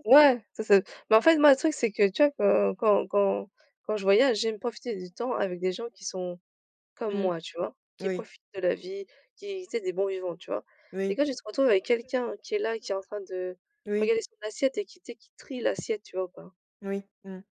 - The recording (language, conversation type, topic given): French, unstructured, Quelles sont tes stratégies pour trouver un compromis ?
- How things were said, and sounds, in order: none